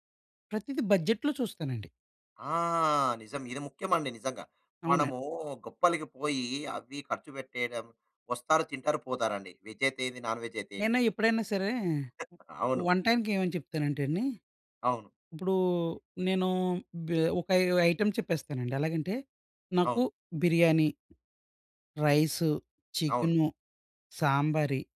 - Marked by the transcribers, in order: in English: "బడ్జెట్‌లో"; in English: "నాన్"; other noise; other background noise; tapping
- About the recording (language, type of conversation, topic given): Telugu, podcast, వేడుకలో శాకాహారం, మాంసాహారం తినేవారి అభిరుచులను మీరు ఎలా సమతుల్యం చేస్తారు?